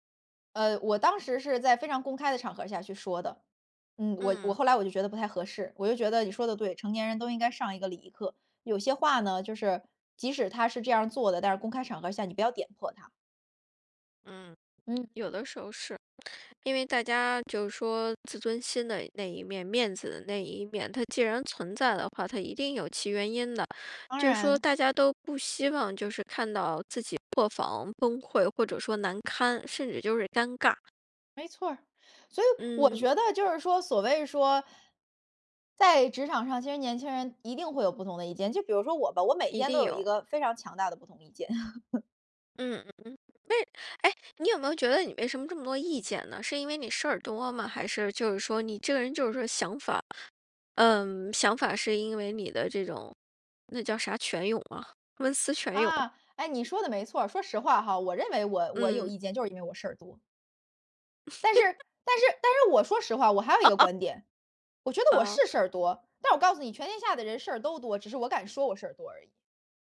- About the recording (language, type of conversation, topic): Chinese, podcast, 怎么在工作场合表达不同意见而不失礼？
- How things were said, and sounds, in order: lip smack; other background noise; laugh; laugh; laugh